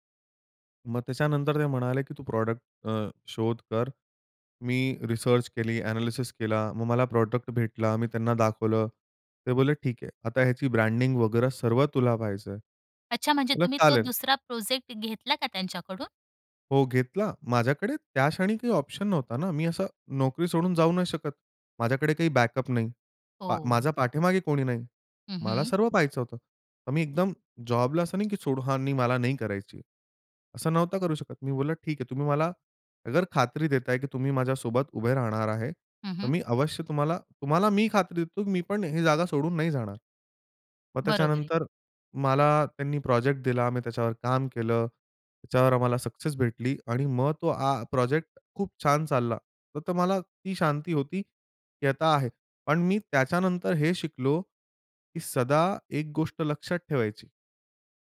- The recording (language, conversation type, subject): Marathi, podcast, एखाद्या मोठ्या अपयशामुळे तुमच्यात कोणते बदल झाले?
- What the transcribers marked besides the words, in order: in English: "प्रॉडक्ट"; in English: "प्रॉडक्ट"; tapping; in English: "बॅकअप"; other background noise